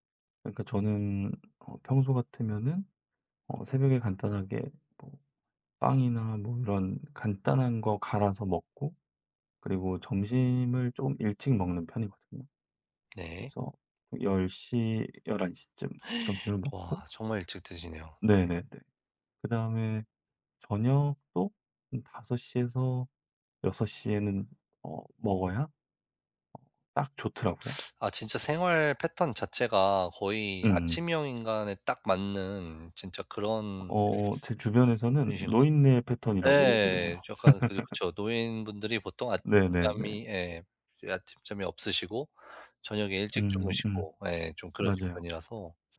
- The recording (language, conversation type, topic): Korean, advice, 야간 근무로 수면 시간이 뒤바뀐 상태에 적응하기가 왜 이렇게 어려울까요?
- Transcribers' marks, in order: gasp; other background noise; laugh